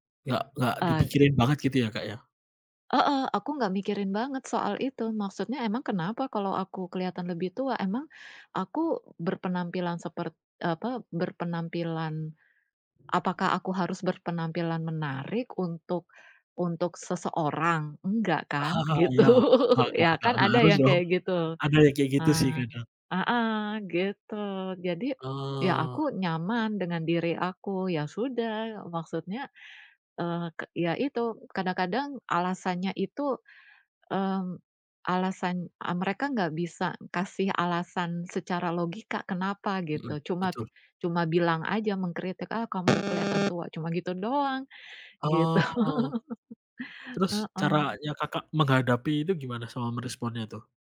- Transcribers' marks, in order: other background noise; chuckle; chuckle; chuckle
- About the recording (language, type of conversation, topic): Indonesian, unstructured, Apa yang kamu rasakan ketika orang menilai seseorang hanya dari penampilan?